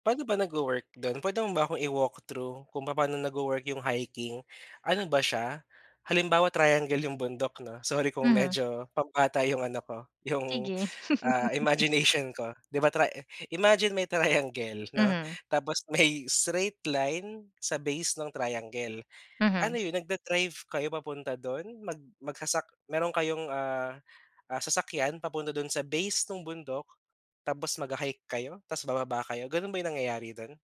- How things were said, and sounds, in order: in English: "i-walk through"; laughing while speaking: "'no sorry kung medyo pambata yung ano ko yung, ah, imagination ko"; laugh; in English: "imagination"; laughing while speaking: "triangle 'no, tapos may"; in English: "straight line"
- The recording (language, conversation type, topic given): Filipino, podcast, Mas gusto mo ba ang bundok o ang dagat, at bakit?